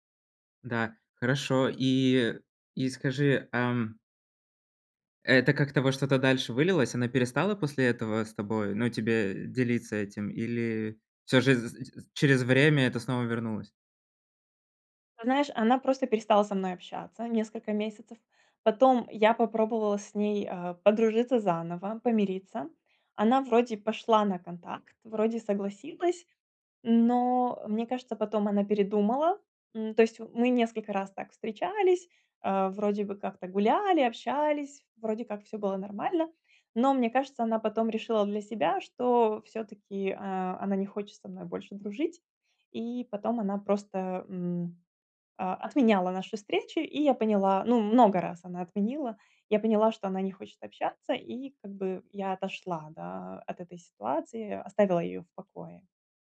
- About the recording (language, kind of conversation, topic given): Russian, advice, Как мне повысить самооценку и укрепить личные границы?
- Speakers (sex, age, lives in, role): female, 35-39, France, user; male, 30-34, Poland, advisor
- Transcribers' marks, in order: none